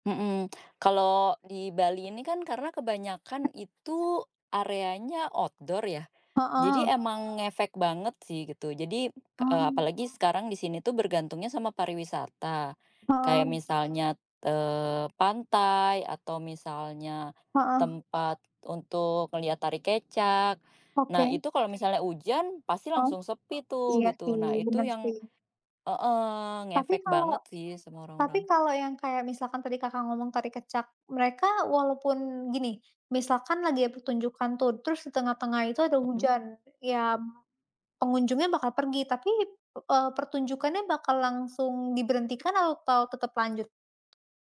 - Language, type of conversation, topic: Indonesian, unstructured, Bagaimana menurutmu perubahan iklim memengaruhi kehidupan sehari-hari?
- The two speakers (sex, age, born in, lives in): female, 20-24, Indonesia, Indonesia; female, 35-39, Indonesia, Indonesia
- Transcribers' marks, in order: other background noise; in English: "outdoor"; tapping; "misalnya" said as "misalnyat"; background speech; "ya" said as "yam"